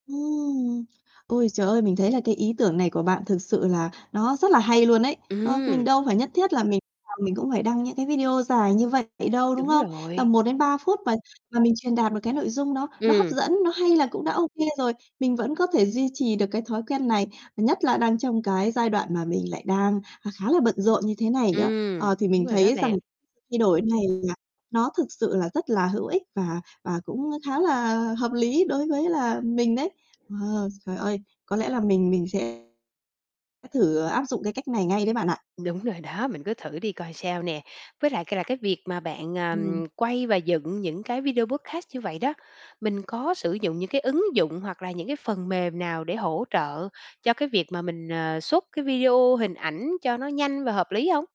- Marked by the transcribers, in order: distorted speech; other background noise; tapping; mechanical hum; in English: "podcast"
- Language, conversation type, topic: Vietnamese, advice, Làm thế nào để bạn vẫn duy trì sáng tạo mỗi ngày khi quá bận rộn và hầu như không có thời gian?